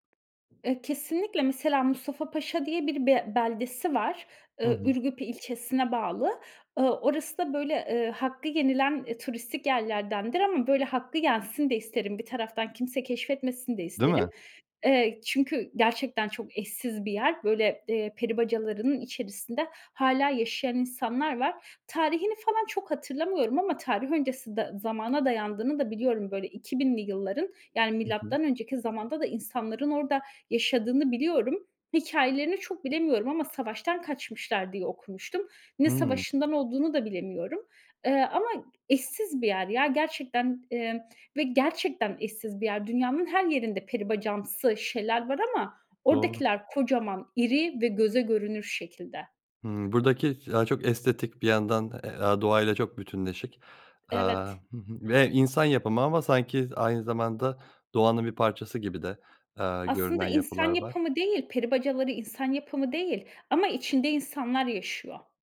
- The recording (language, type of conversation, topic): Turkish, podcast, Bir şehir seni hangi yönleriyle etkiler?
- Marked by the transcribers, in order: other background noise